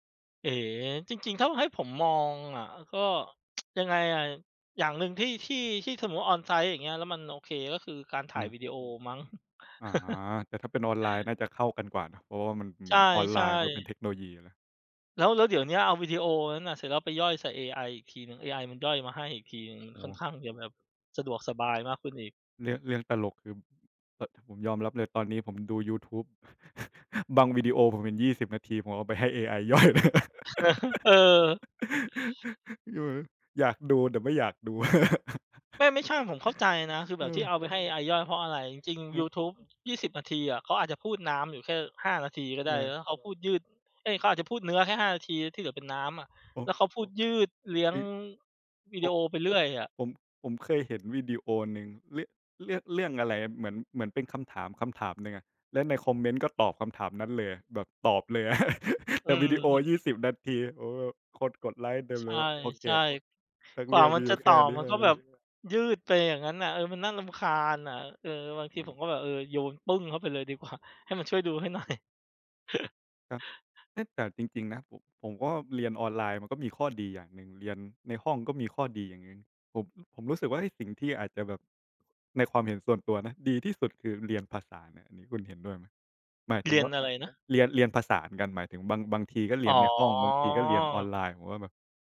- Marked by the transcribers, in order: tsk; in English: "on-site"; laugh; background speech; other background noise; chuckle; laugh; laugh; laugh; tapping; laugh; laugh; drawn out: "อ๋อ"
- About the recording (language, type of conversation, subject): Thai, unstructured, คุณคิดว่าการเรียนออนไลน์ดีกว่าการเรียนในห้องเรียนหรือไม่?